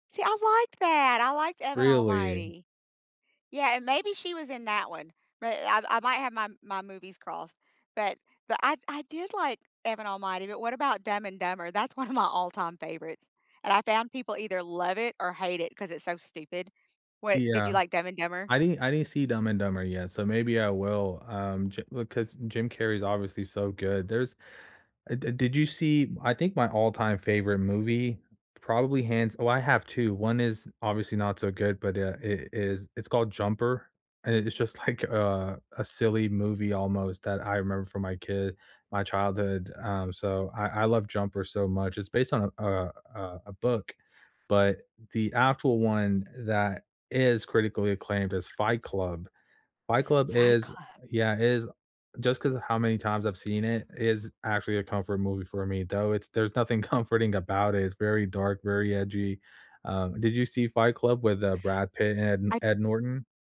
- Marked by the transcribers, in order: laughing while speaking: "one of my"; laughing while speaking: "like"; stressed: "is"; laughing while speaking: "comforting"
- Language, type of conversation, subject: English, unstructured, Which comfort movies do you keep returning to, and which scenes still lift your spirits?
- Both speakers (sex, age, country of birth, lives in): female, 50-54, United States, United States; male, 30-34, United States, United States